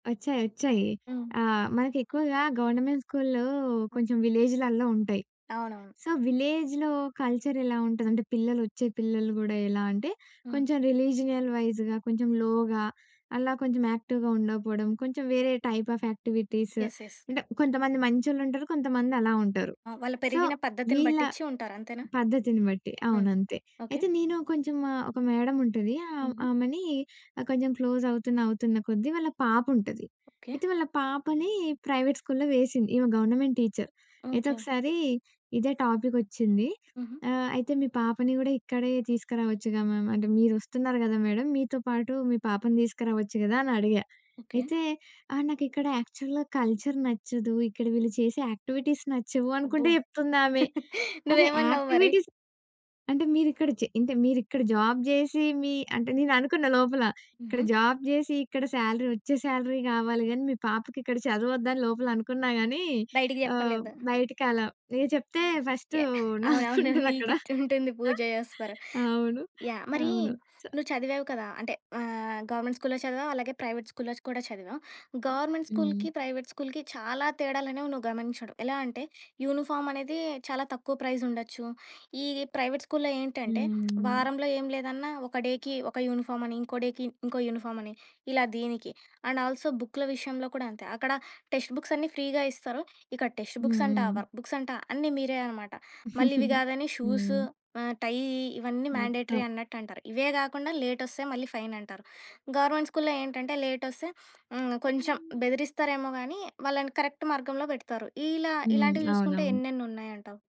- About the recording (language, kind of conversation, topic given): Telugu, podcast, ప్రైవేట్ పాఠశాలలు, ప్రభుత్వ పాఠశాలల మధ్య తేడా మీకు ఎలా కనిపిస్తుంది?
- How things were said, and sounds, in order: in English: "గవర్నమెంట్"; in English: "విలేజ్‌లల్లో"; in English: "సో విలేజ్‌లో కల్చర్"; in English: "వైజ్‌గా"; in English: "లోగా"; in English: "యాక్టివ్‌గా"; in English: "టైప్ ఆఫ్ యాక్టివిటీస్"; in English: "యెస్. యెస్"; in English: "సో"; tapping; in English: "ప్రైవేట్"; in English: "గవర్నమెంట్ టీచర్"; in English: "మ్యామ్"; in English: "యాక్చువల్‌గా కల్చర్"; chuckle; in English: "యాక్టివిటీస్"; in English: "యాక్టివిటీస్"; in English: "జాబ్"; in English: "జాబ్"; in English: "సాలరీ"; in English: "సాలరీ"; laughing while speaking: "అవునవును. నీకిచుంటుంది పూజ చేస్తారు"; in English: "ఫస్ట్"; laughing while speaking: "నాకుంటదక్కడ"; in English: "గవర్నమెంట్"; in English: "ప్రైవేట్"; in English: "గవర్నమెంట్"; in English: "ప్రైవేట్"; in English: "యూనిఫామ్"; in English: "ప్రైజ్"; in English: "ప్రైవేట్"; in English: "డేకి"; in English: "డేకి"; in English: "అండ్ ఆల్సో"; in English: "టెక్స్ట్ బుక్స్"; in English: "టెక్స్ట్ బుక్స్"; in English: "వర్క్ బుక్స్"; chuckle; in English: "గవర్నమెంట్"; other noise; in English: "కరెక్ట్"